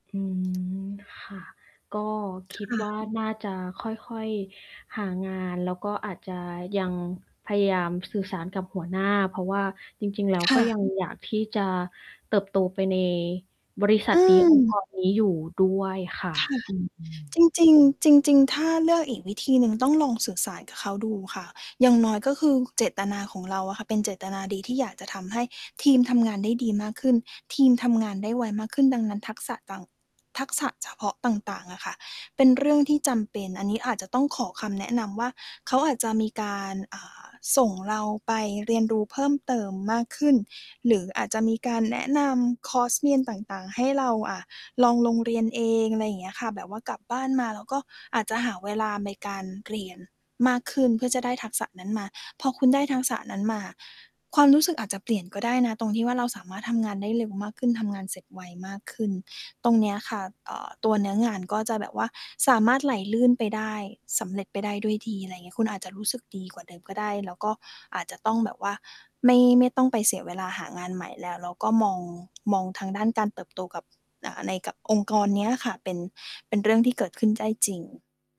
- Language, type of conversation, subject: Thai, advice, ตอนนี้เป็นเวลาที่เหมาะสมไหมที่ฉันจะตัดสินใจเปลี่ยนงาน?
- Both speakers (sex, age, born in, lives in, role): female, 30-34, Thailand, Thailand, advisor; female, 30-34, Thailand, Thailand, user
- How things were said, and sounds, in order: tapping; distorted speech